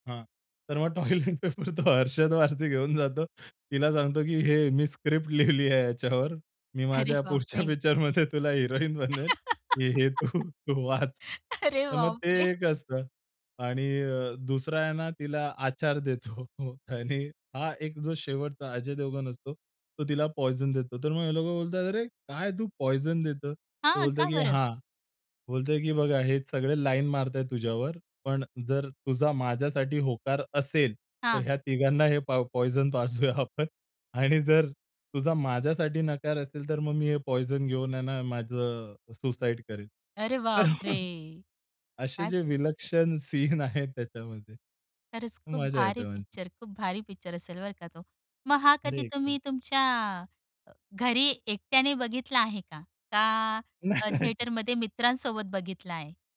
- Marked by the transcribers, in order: laughing while speaking: "टॉयलेट पेपर तो अर्शद वारसी घेऊन जातो"; laughing while speaking: "लिहिली आहे याच्यावर. मी माझ्या … तू, तू वाच"; laughing while speaking: "अरे बापरे!"; laugh; laughing while speaking: "अरे, बापरे!"; laughing while speaking: "देतो. हो"; laughing while speaking: "पाजूया आपण"; chuckle; laughing while speaking: "सीन आहेत त्याच्यामध्ये"; tapping; in English: "थिएटरमध्ये"; laughing while speaking: "नाही, नाही"
- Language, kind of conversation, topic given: Marathi, podcast, चित्रपटांनी तुला कधी ताण विसरायला मदत केली आहे का?